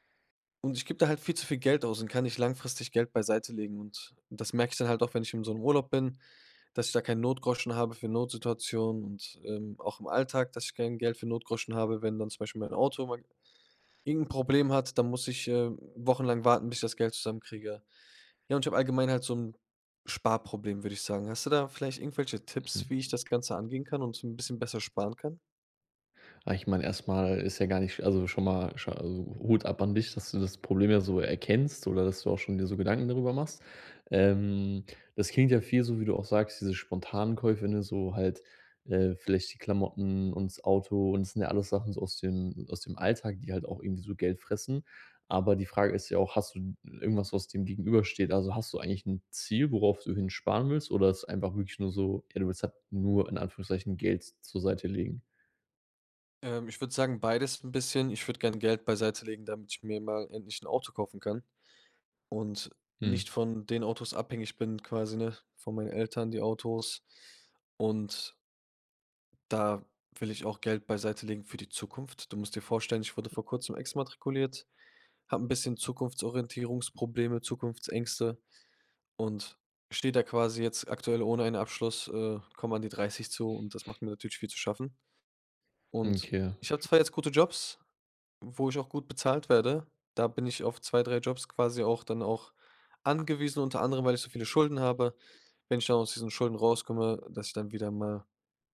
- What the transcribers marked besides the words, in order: other background noise
- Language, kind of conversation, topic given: German, advice, Wie schaffe ich es, langfristige Sparziele zu priorisieren, statt kurzfristigen Kaufbelohnungen nachzugeben?